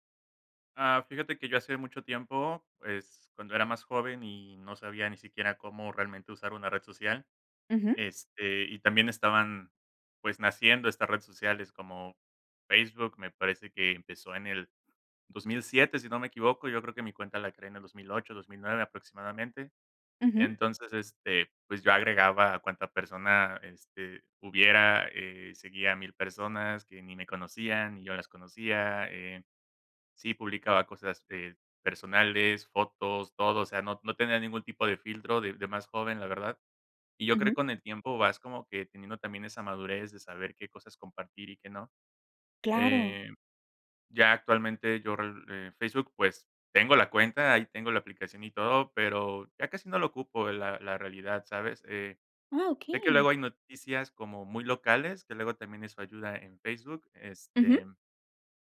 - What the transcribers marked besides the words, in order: none
- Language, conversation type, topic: Spanish, podcast, ¿Qué límites pones entre tu vida en línea y la presencial?